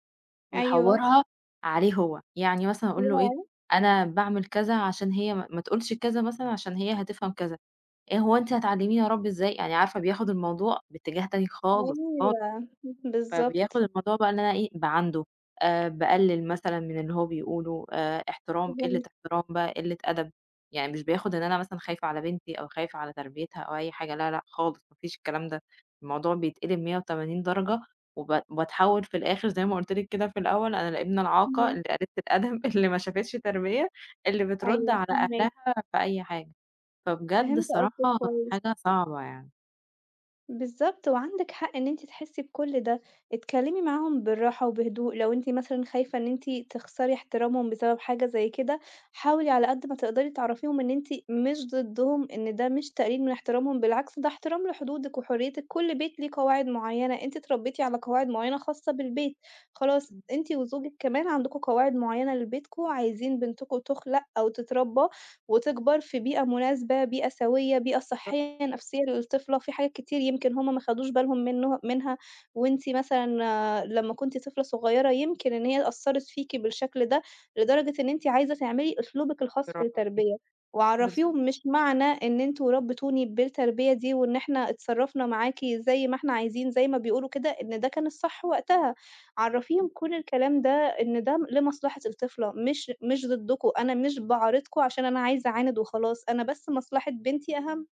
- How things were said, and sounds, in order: tapping; unintelligible speech; chuckle
- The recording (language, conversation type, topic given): Arabic, advice, إزاي نحلّ الاختلاف الكبير بينكوا في أسلوب تربية الطفل؟
- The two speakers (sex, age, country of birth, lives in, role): female, 25-29, Egypt, Italy, advisor; female, 30-34, Egypt, Egypt, user